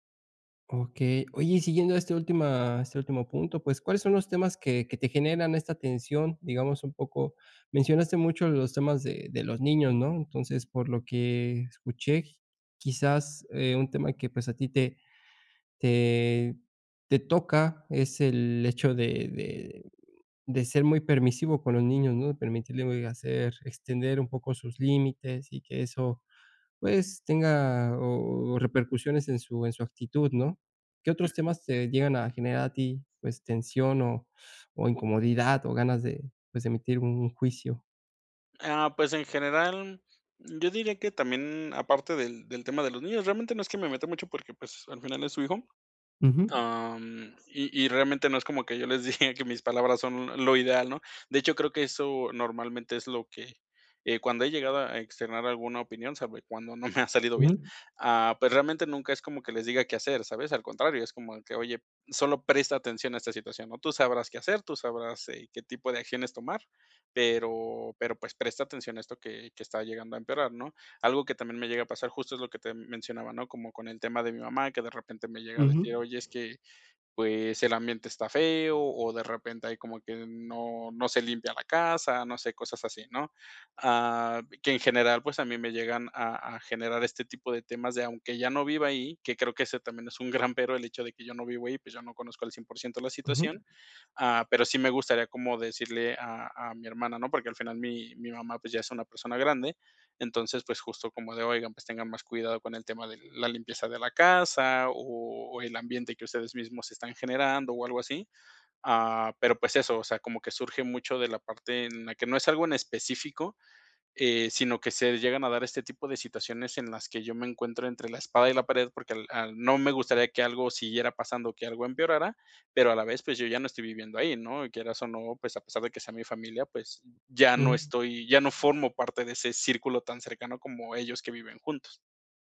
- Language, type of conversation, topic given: Spanish, advice, ¿Cómo puedo expresar lo que pienso sin generar conflictos en reuniones familiares?
- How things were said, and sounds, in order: chuckle